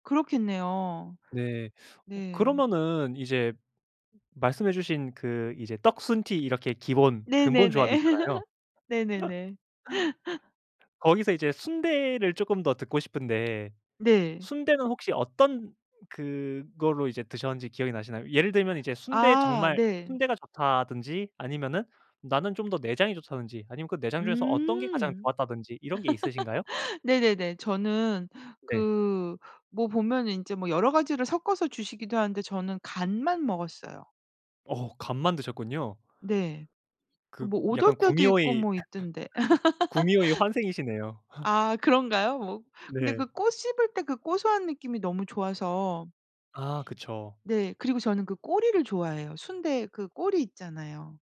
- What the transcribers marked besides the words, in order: laugh; laugh; tapping; laugh
- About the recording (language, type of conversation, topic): Korean, podcast, 가장 좋아하는 길거리 음식은 무엇인가요?